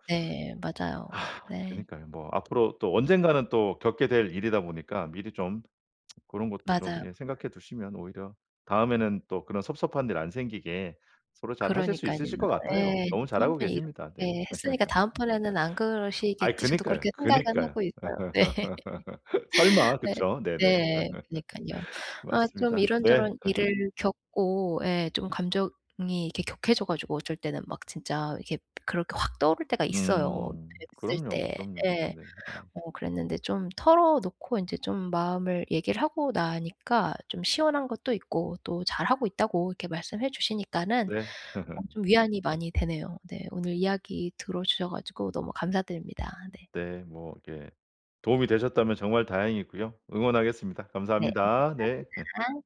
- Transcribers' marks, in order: sigh; tsk; tapping; laugh; laugh; laugh; laugh
- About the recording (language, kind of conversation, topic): Korean, advice, 상처를 겪은 뒤 감정을 회복하고 다시 사람을 어떻게 신뢰할 수 있을까요?